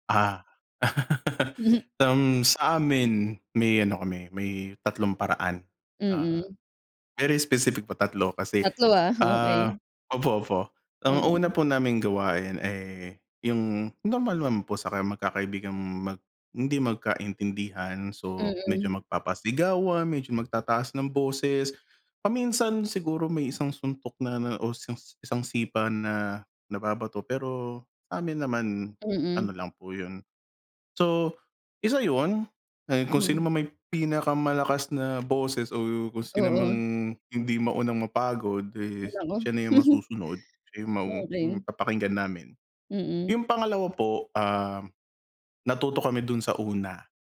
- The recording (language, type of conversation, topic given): Filipino, unstructured, Ano ang paborito mong gawin kapag kasama mo ang mga kaibigan mo?
- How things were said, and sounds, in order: laugh; chuckle